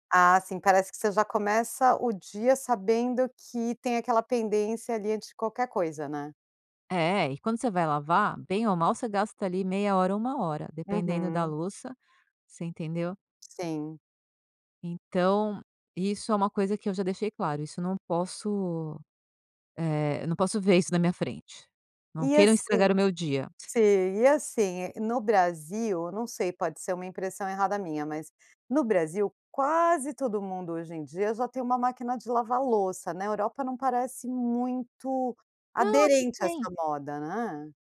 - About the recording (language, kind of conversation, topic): Portuguese, podcast, Como você evita distrações domésticas quando precisa se concentrar em casa?
- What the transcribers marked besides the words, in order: tapping